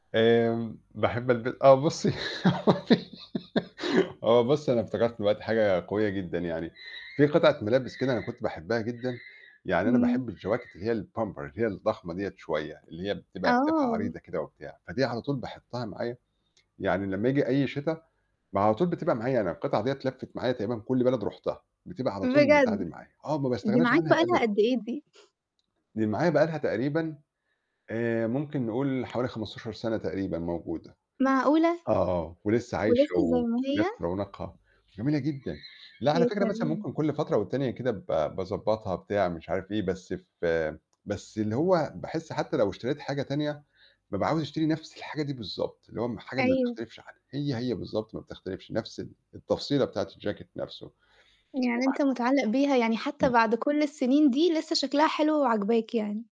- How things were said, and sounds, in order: static; laugh; other background noise; in English: "الpumper"; chuckle; tapping
- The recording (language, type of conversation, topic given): Arabic, podcast, إيه قصة قطعة هدوم إنتَ بتحبّها قوي؟